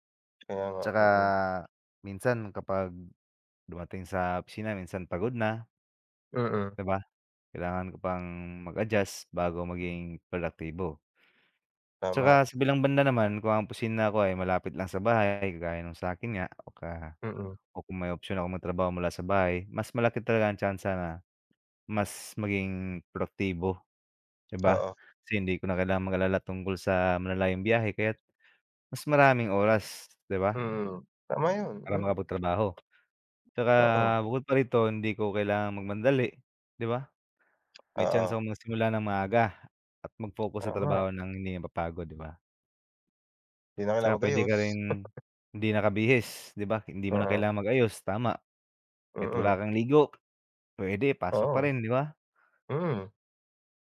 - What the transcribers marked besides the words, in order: chuckle
- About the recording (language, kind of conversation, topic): Filipino, unstructured, Mas pipiliin mo bang magtrabaho sa opisina o sa bahay?